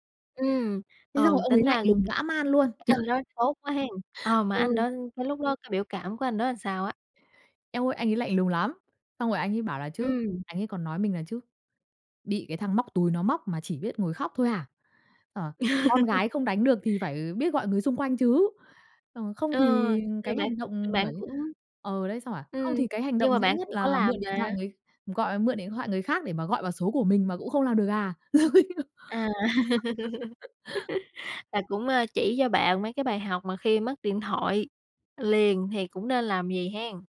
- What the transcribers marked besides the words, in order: tapping; other background noise; laughing while speaking: "Trời"; background speech; laugh; "thoại" said as "goại"; laugh
- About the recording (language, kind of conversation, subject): Vietnamese, podcast, Bạn có thể kể về một lần ai đó giúp bạn và bài học bạn rút ra từ đó là gì?